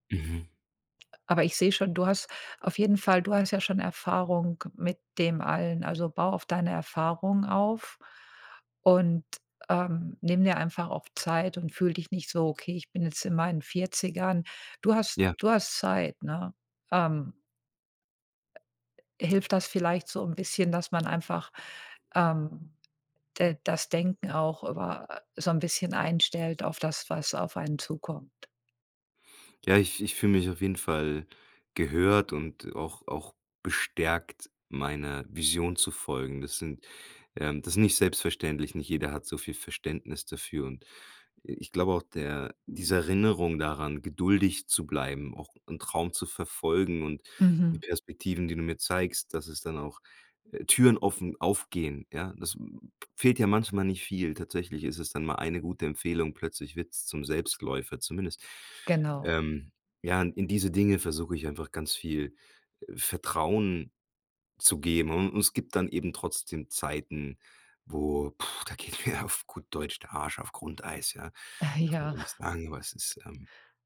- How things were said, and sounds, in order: other background noise; laughing while speaking: "auf"; chuckle
- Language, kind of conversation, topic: German, advice, Wie geht ihr mit Zukunftsängsten und ständigem Grübeln um?